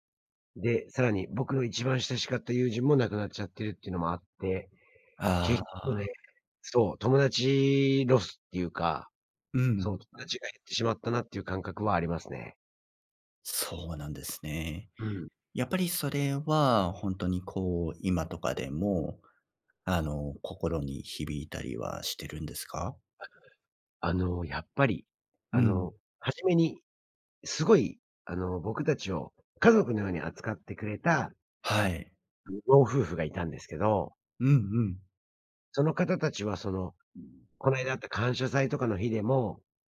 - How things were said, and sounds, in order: other background noise
- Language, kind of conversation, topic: Japanese, advice, 引っ越してきた地域で友人がいないのですが、どうやって友達を作ればいいですか？